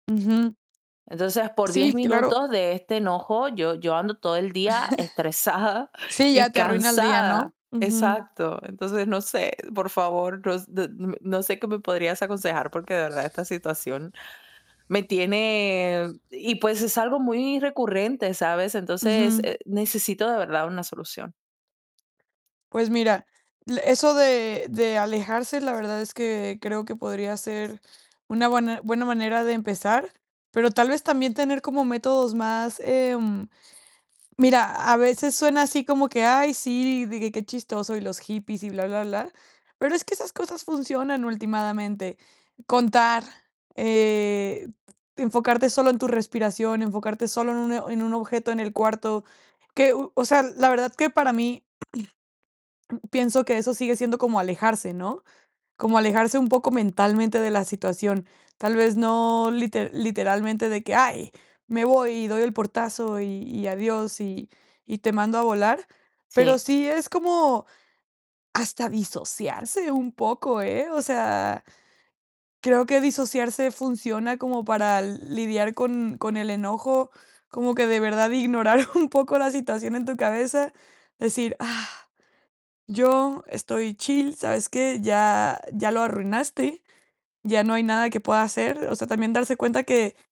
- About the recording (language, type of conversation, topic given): Spanish, advice, ¿Cómo puedo recibir críticas sin ponerme a la defensiva?
- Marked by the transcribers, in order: static; tapping; chuckle; laughing while speaking: "estresada"; other background noise; throat clearing; laughing while speaking: "ignorar un poco"